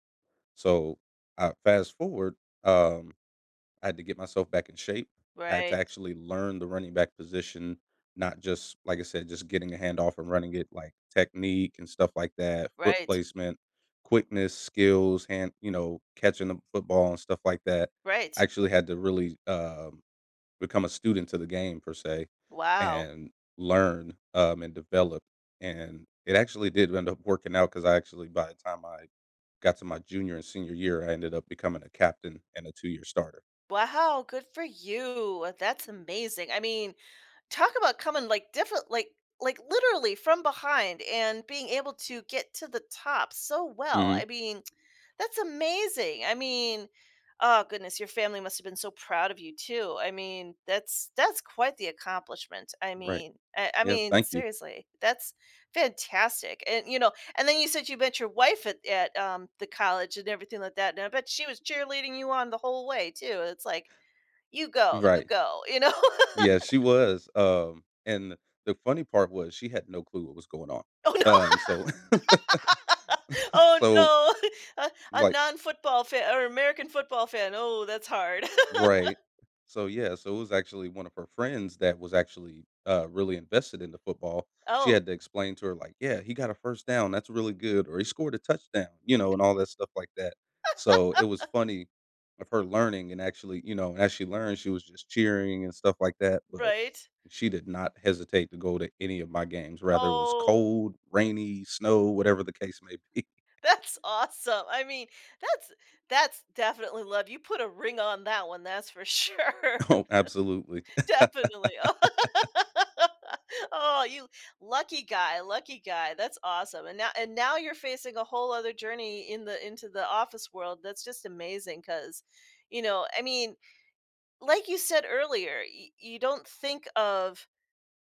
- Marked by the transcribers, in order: laugh; laughing while speaking: "Oh, no. Oh, no"; laugh; chuckle; tapping; laugh; laugh; stressed: "Oh"; chuckle; laughing while speaking: "That's awesome"; laughing while speaking: "be"; chuckle; laughing while speaking: "sure. Definitely, oh"; laughing while speaking: "Oh"; laugh
- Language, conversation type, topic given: English, podcast, How has playing sports shaped who you are today?